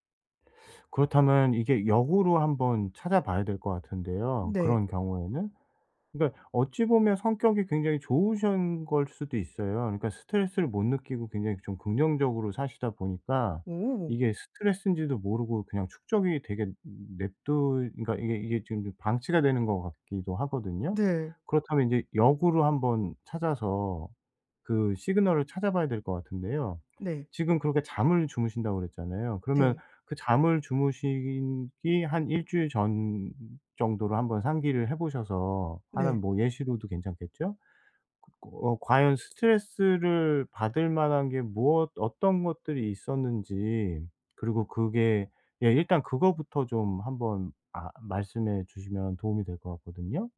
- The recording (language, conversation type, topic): Korean, advice, 왜 제 스트레스 반응과 대처 습관은 반복될까요?
- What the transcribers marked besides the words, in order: tapping